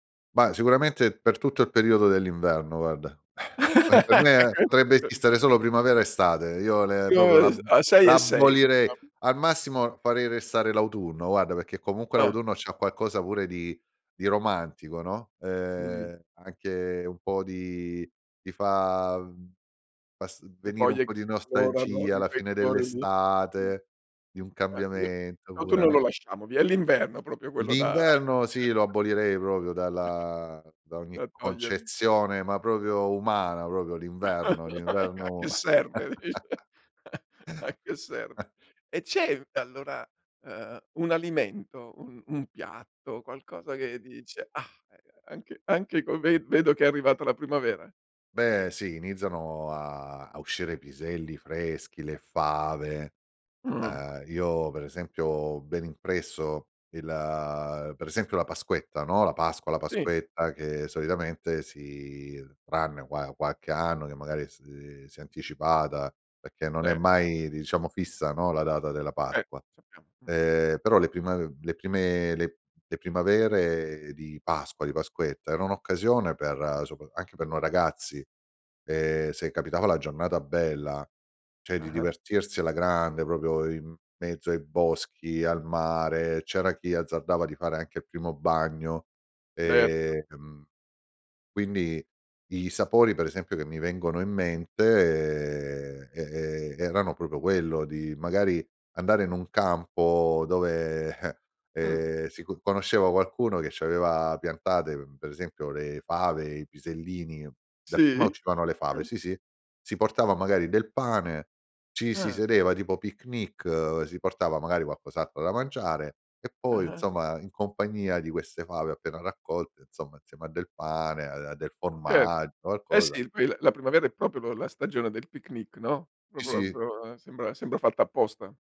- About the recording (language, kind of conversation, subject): Italian, podcast, Cosa ti piace di più dell'arrivo della primavera?
- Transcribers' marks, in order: laugh; other background noise; chuckle; unintelligible speech; "proprio" said as "propio"; "perché" said as "pecché"; "proprio" said as "propio"; chuckle; "proprio" said as "propio"; other noise; "proprio" said as "propio"; "proprio" said as "propio"; chuckle; laughing while speaking: "dice. A"; chuckle; "qualche" said as "quacche"; "perché" said as "pecché"; tapping; "cioè" said as "ceh"; "proprio" said as "propio"; "proprio" said as "propio"